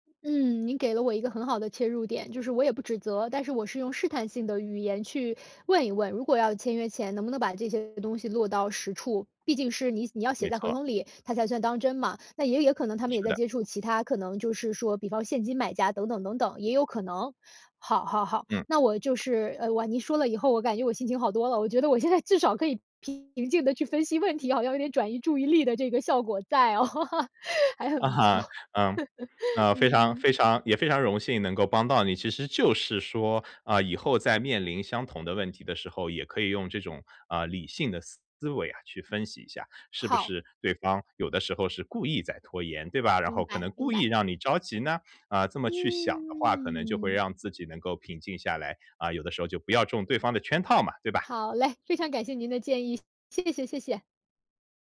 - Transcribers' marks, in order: tapping; other background noise; laughing while speaking: "在至少可以"; laughing while speaking: "哦，还很不错"; laugh
- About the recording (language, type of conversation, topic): Chinese, advice, 当我情绪非常强烈时，怎样才能让自己平静下来？